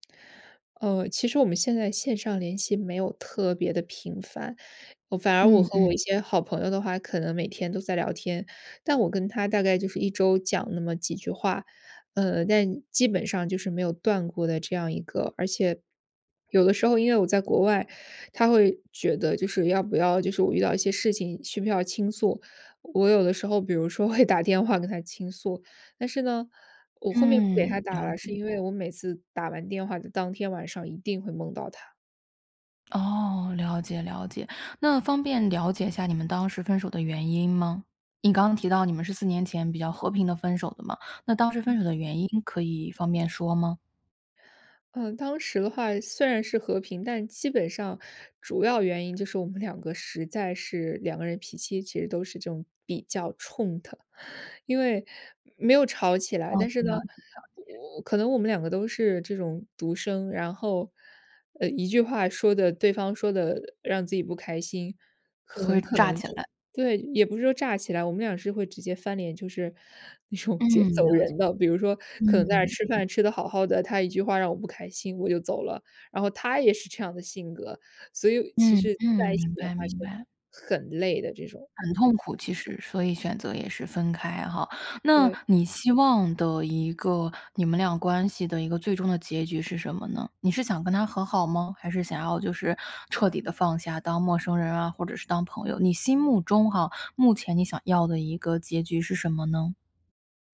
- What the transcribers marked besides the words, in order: swallow; laughing while speaking: "会"; other background noise; chuckle; laughing while speaking: "那种直接走人的"; other noise; laughing while speaking: "这样"
- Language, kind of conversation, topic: Chinese, advice, 我对前任还存在情感上的纠葛，该怎么办？